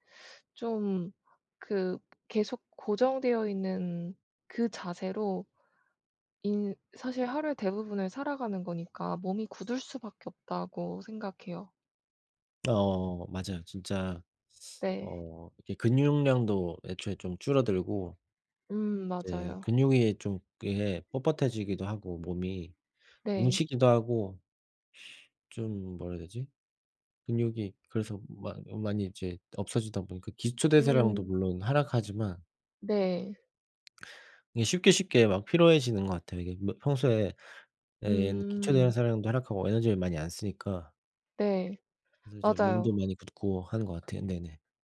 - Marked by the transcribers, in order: other background noise
- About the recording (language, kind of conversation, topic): Korean, unstructured, 운동을 시작하지 않으면 어떤 질병에 걸릴 위험이 높아질까요?